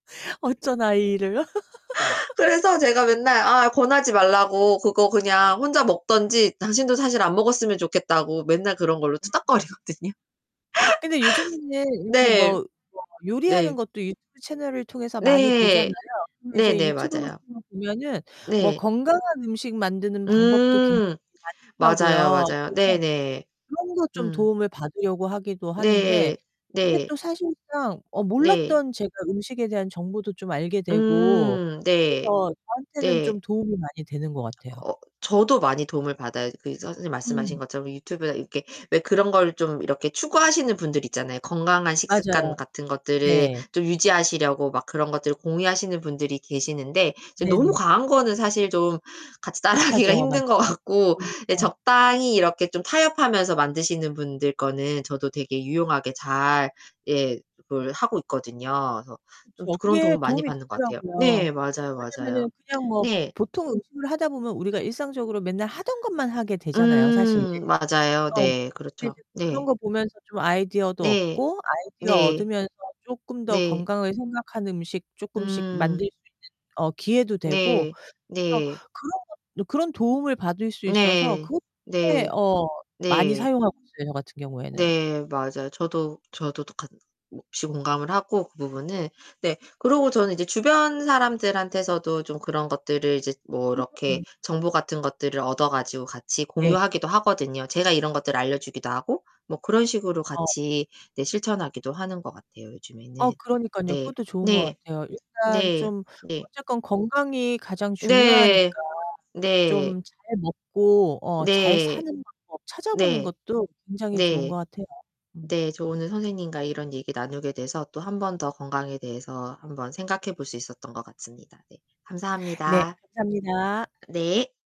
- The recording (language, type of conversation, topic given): Korean, unstructured, 건강한 식습관을 꾸준히 유지하려면 어떤 노력이 필요할까요?
- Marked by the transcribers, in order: laugh; unintelligible speech; distorted speech; laughing while speaking: "투닥거리거든요"; laugh; other background noise; tapping; laughing while speaking: "따라하기가"; laughing while speaking: "것 같고"; unintelligible speech; unintelligible speech